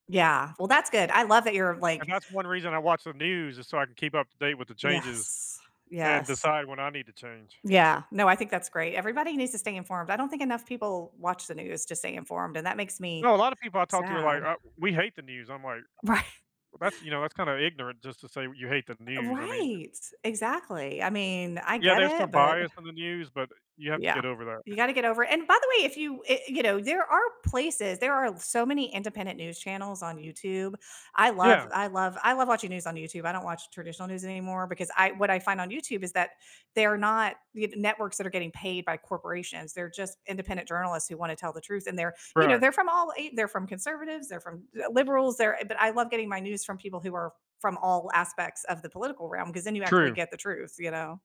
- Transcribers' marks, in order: other background noise; laughing while speaking: "Righ"; tapping
- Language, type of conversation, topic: English, unstructured, What recent news story worried you?